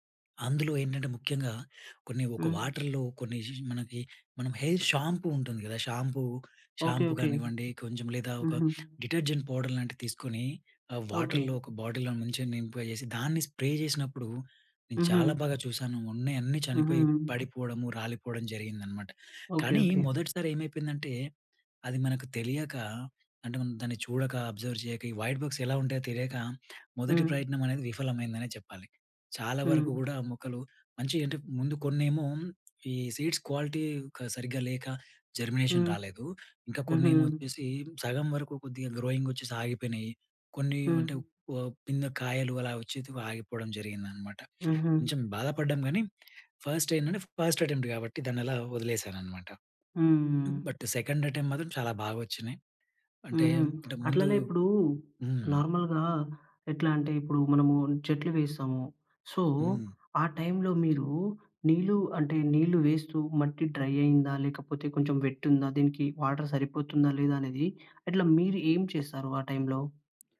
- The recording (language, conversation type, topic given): Telugu, podcast, ఇంటి చిన్న తోటను నిర్వహించడం సులభంగా ఎలా చేయాలి?
- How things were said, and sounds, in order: in English: "వాటర్‌లో"; "ఎసేసి" said as "ఎషేషి"; in English: "హెయిర్ షాంపూ"; in English: "షాంపూ, షాంపూ"; in English: "డిటర్జెంట్ పౌడర్"; in English: "వాటర్‍లో"; in English: "బాటిల్‌లో"; in English: "స్ప్రే"; in English: "అబ్జర్వ్"; in English: "వైట్ బగ్స్"; in English: "సీడ్స్ క్వాలిటీ"; in English: "జర్మినేషన్"; in English: "గ్రోయింగ్"; in English: "ఫస్ట్"; in English: "ఫస్ట్ అటెంప్ట్"; in English: "బట్, సెకండ్ అటెంప్ట్"; in English: "నార్మల్‍గా"; in English: "సో"; in English: "డ్రై"; in English: "వాటర్"; in English: "టైంలో?"